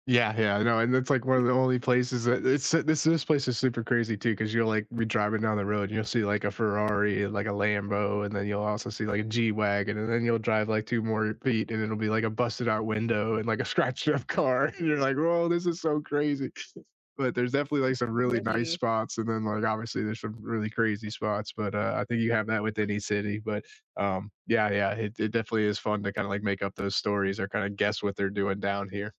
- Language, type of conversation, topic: English, unstructured, Where do you go to clear your head, and why does that place help you think?
- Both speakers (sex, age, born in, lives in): female, 30-34, United States, United States; male, 30-34, United States, United States
- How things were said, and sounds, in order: chuckle; laughing while speaking: "scratched up car"